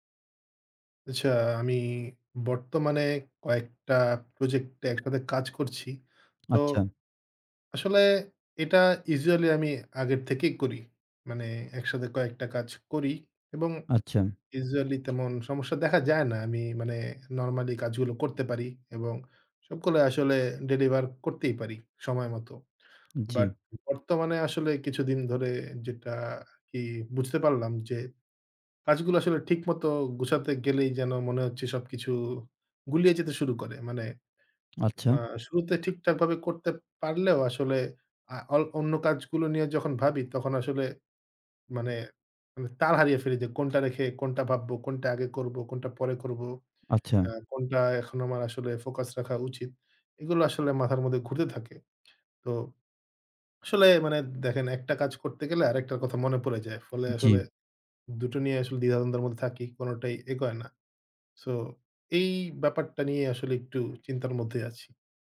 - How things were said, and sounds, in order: tapping; tsk; "দ্বিধা-দ্বন্দ্ব" said as "দিধাধনদের"; other background noise
- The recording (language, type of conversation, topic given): Bengali, advice, আপনি কেন বারবার কাজ পিছিয়ে দেন?